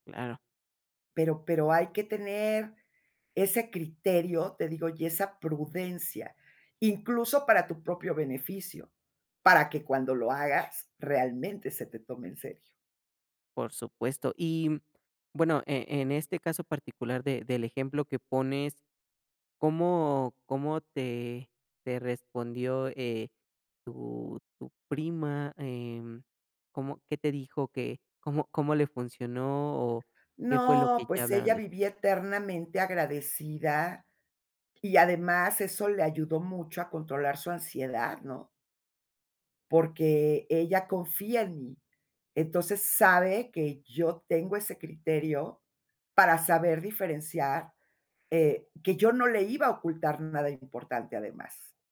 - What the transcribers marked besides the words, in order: none
- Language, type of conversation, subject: Spanish, podcast, ¿Cómo decides cuándo llamar en vez de escribir?